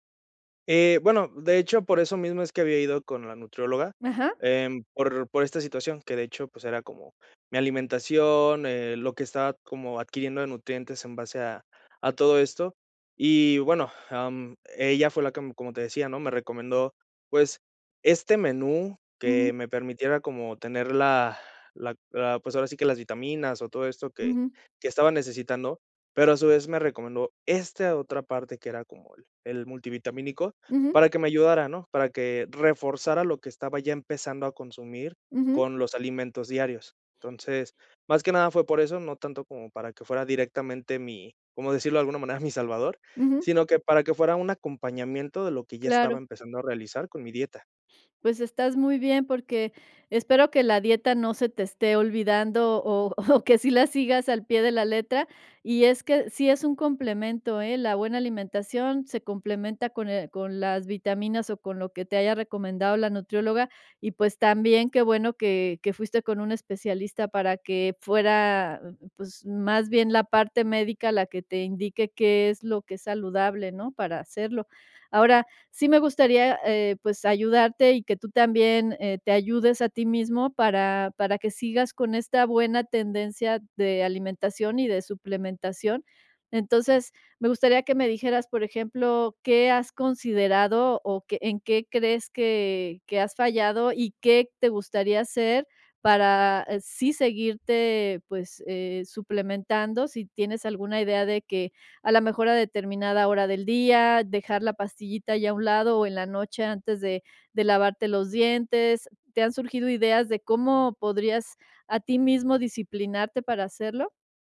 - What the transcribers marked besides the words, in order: other background noise; laughing while speaking: "mi"; laughing while speaking: "o"
- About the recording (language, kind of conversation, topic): Spanish, advice, ¿Cómo puedo evitar olvidar tomar mis medicamentos o suplementos con regularidad?